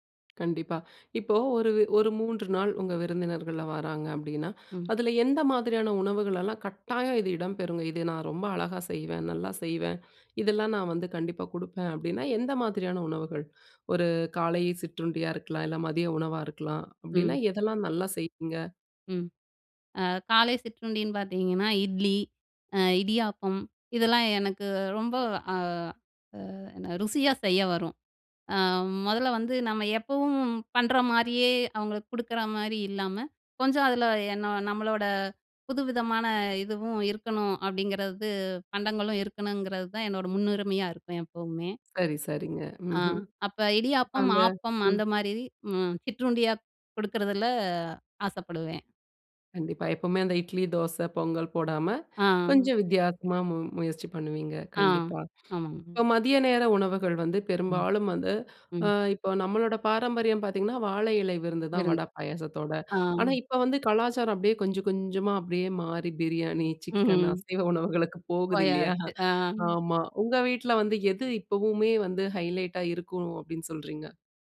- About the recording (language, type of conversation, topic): Tamil, podcast, விருந்தினர்களுக்கு உணவு தயாரிக்கும் போது உங்களுக்கு முக்கியமானது என்ன?
- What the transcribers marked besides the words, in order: other noise; other background noise; "வித்தியாசமா" said as "வித்தியாத்மா"; laughing while speaking: "போகுது இல்லையா?"; in English: "ஹைலைட்டா"